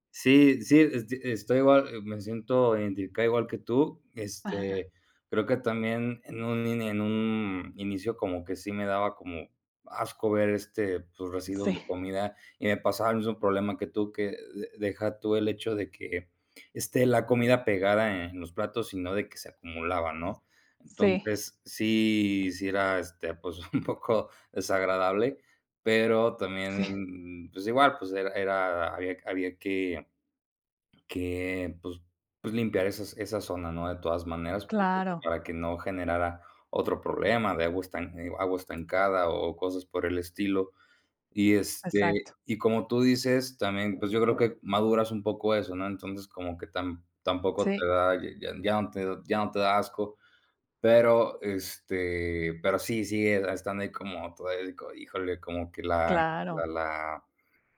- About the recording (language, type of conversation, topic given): Spanish, unstructured, ¿Te resulta desagradable ver comida pegada en platos sucios?
- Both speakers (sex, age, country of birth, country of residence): female, 35-39, Mexico, Mexico; male, 20-24, Mexico, Mexico
- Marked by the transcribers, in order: other background noise; laughing while speaking: "pues, un poco"